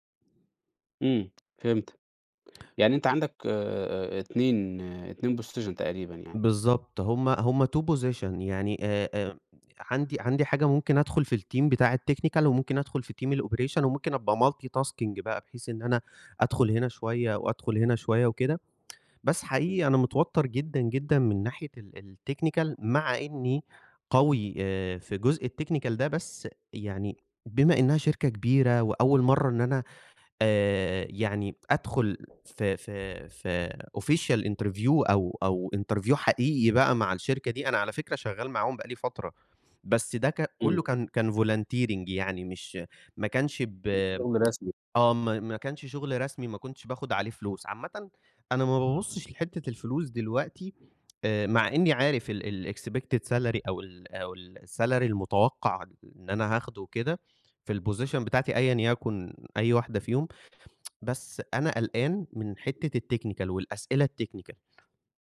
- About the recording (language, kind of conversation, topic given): Arabic, advice, ازاي أتفاوض على عرض شغل جديد؟
- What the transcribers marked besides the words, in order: in English: "position"; in English: "two position"; in English: "الteam"; in English: "الtechnical"; in English: "team الoperation"; in English: "multi-tasking"; in English: "الtechnical"; in English: "الtechnical"; in English: "official interview"; in English: "interview"; in English: "volunteering"; tapping; in English: "الexpected salary"; in English: "الsalary"; in English: "الposition"; tsk; in English: "الtechnical"; in English: "الtechnical"